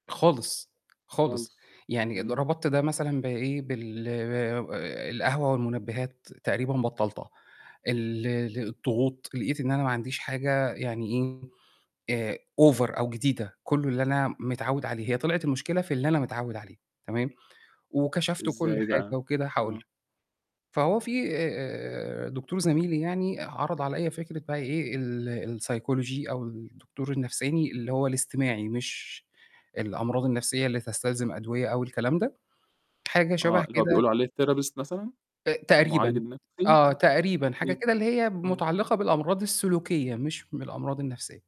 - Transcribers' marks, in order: in English: "أوفر"; in English: "السيكولوجي"; static; in English: "الtherapist"; unintelligible speech
- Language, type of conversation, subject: Arabic, podcast, إيه نصيحتك للي عنده وقت قليل يوميًا؟